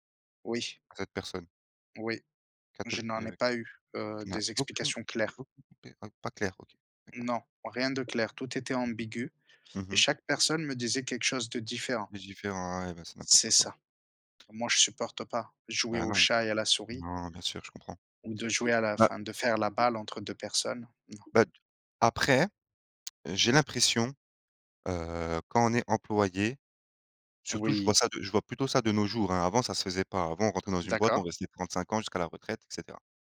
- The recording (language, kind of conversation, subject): French, unstructured, Qu’est-ce qui te rend triste dans ta vie professionnelle ?
- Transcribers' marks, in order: unintelligible speech; tapping; stressed: "après"